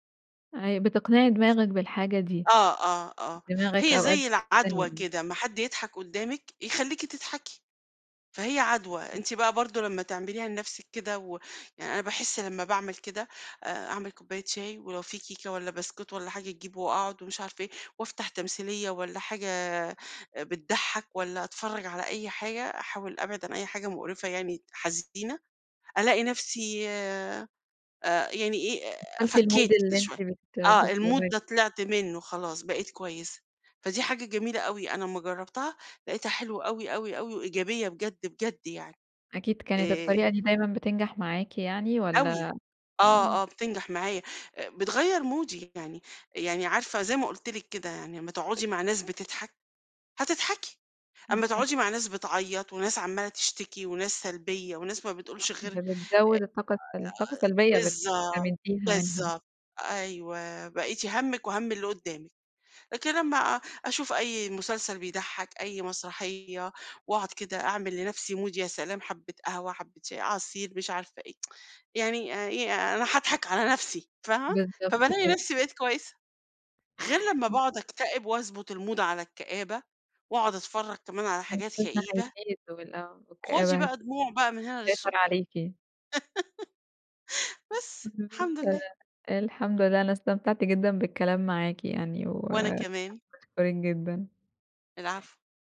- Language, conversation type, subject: Arabic, podcast, إزاي بتواسي نفسك في أيام الزعل؟
- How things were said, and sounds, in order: other background noise; unintelligible speech; in English: "الmood"; in English: "الmood"; unintelligible speech; in English: "مودي"; tapping; in English: "mood"; tsk; in English: "الMood"; laugh; unintelligible speech